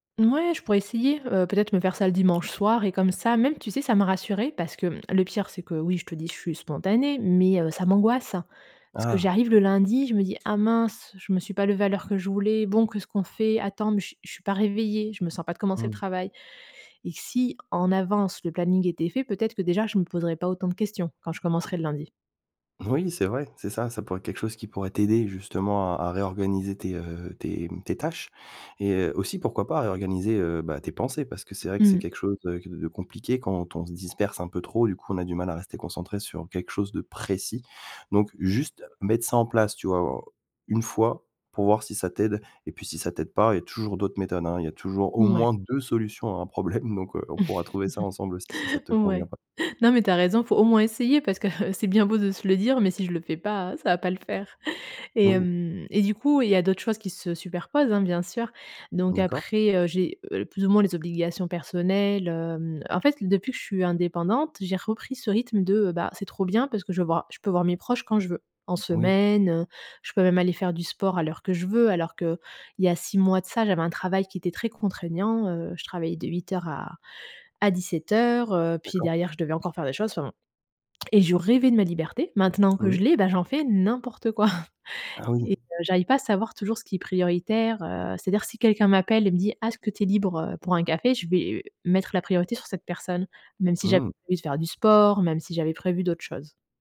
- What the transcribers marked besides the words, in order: laughing while speaking: "un problème"; laugh; laughing while speaking: "heu, c'est bien beau de … pas le faire"; chuckle
- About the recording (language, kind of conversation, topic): French, advice, Comment puis-je prioriser mes tâches quand tout semble urgent ?